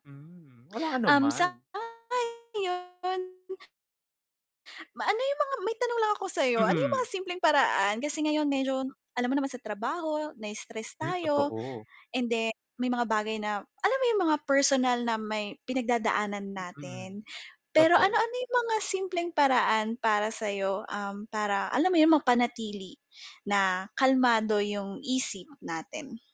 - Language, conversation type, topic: Filipino, unstructured, Ano ang mga simpleng paraan para mapanatiling kalmado ang isip?
- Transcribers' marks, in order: distorted speech; tongue click; mechanical hum; static; other background noise